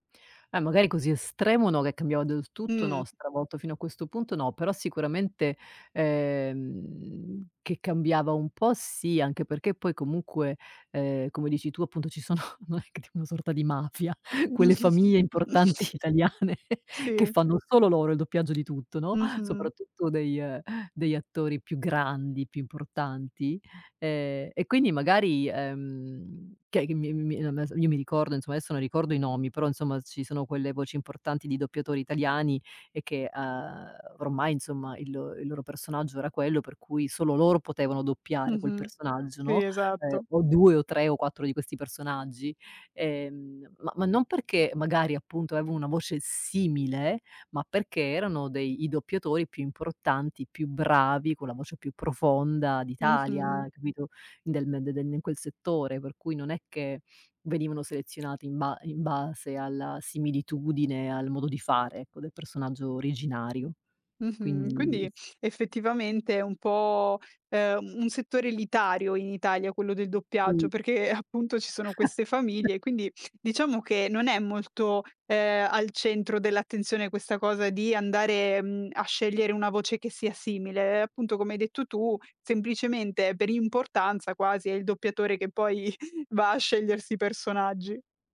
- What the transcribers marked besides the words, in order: chuckle; laughing while speaking: "non è c una sorta di mafia"; chuckle; laughing while speaking: "importanti italiane"; unintelligible speech; sniff; laugh; chuckle
- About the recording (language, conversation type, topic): Italian, podcast, Cosa ne pensi delle produzioni internazionali doppiate o sottotitolate?